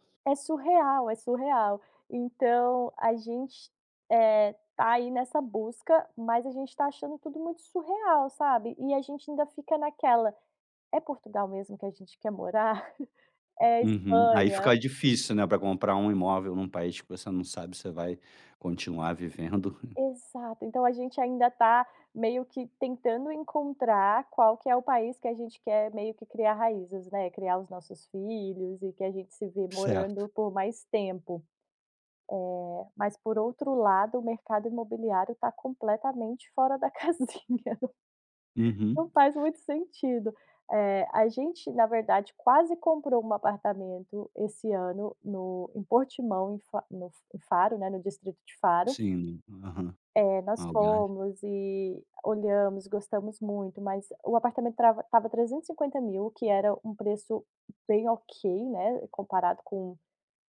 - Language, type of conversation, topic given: Portuguese, podcast, Como decidir entre comprar uma casa ou continuar alugando?
- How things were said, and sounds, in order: chuckle; tapping; chuckle; laugh; other background noise